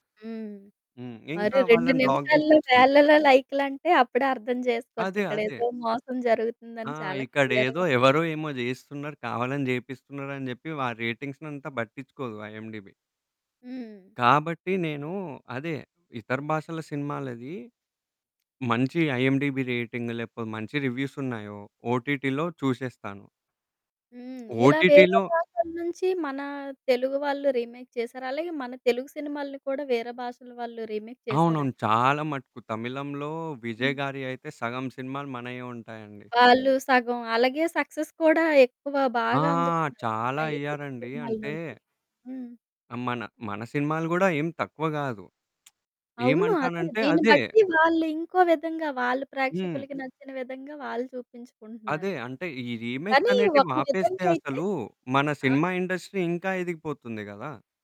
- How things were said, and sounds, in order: static; in English: "బ్లాక్"; in English: "క్లియర్‌గా"; other background noise; in English: "ఐఎండీబీ"; in English: "ఐఎండీబీ రేటింగ్"; in English: "ఓటిటిలో"; in English: "ఓటిటిలో"; in English: "రీమేక్"; in English: "రీమేక్"; in English: "సక్సెస్"; lip smack; in English: "ఇండస్ట్రీ"
- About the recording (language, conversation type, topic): Telugu, podcast, సినిమా రీమేక్‌లు నిజంగా అవసరమా, లేక అవి సినిమాల విలువను తగ్గిస్తాయా?